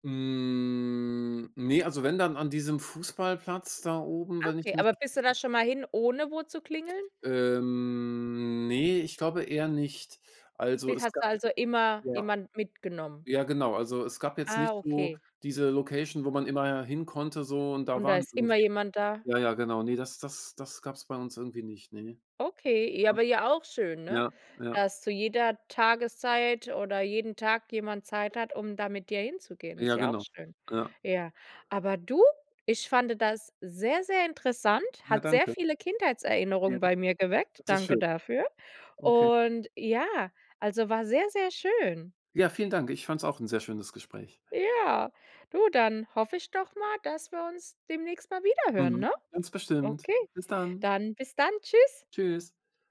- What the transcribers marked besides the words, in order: drawn out: "Hm"; drawn out: "Ähm"; tapping; other background noise; "fand" said as "fande"
- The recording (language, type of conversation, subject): German, podcast, Welche Abenteuer hast du als Kind draußen erlebt?